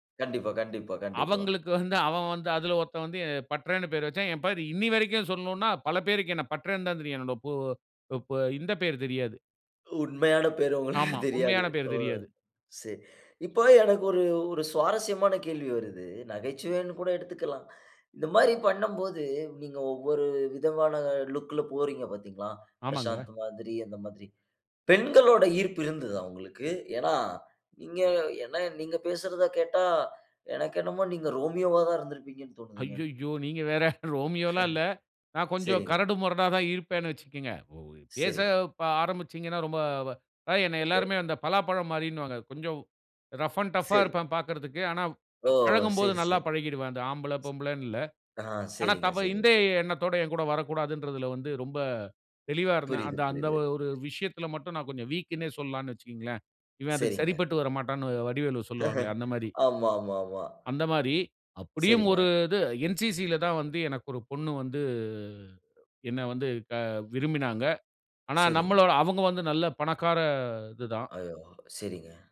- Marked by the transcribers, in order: laughing while speaking: "உங்களுக்கு தெரியாது"; in English: "லுக்‌ல"; in English: "ரோமியோ"; surprised: "ஐய்யய்யோ!"; in English: "ரோமியோலா"; chuckle; in English: "ரஃப் அண்ட் டஃப்"; in English: "வீக்குன்னே"; chuckle; in English: "என்சிசி"
- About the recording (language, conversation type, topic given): Tamil, podcast, தனித்துவமான ஒரு அடையாள தோற்றம் உருவாக்கினாயா? அதை எப்படி உருவாக்கினாய்?